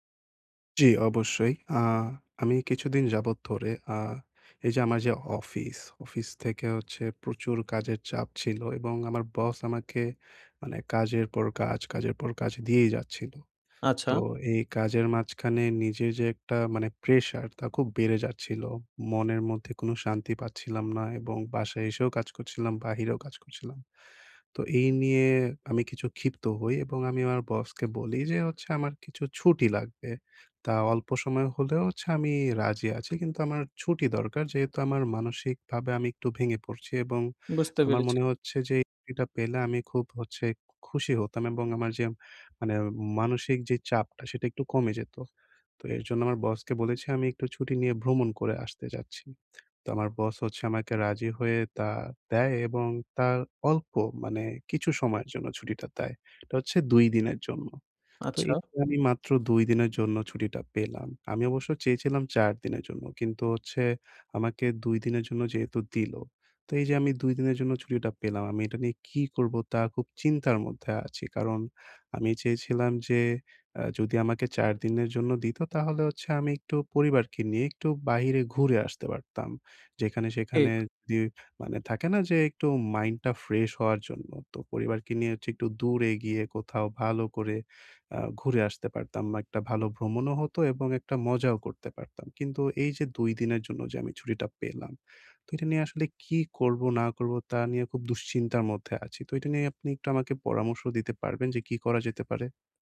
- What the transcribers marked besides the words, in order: tapping
- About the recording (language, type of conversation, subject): Bengali, advice, সংক্ষিপ্ত ভ্রমণ কীভাবে আমার মন খুলে দেয় ও নতুন ভাবনা এনে দেয়?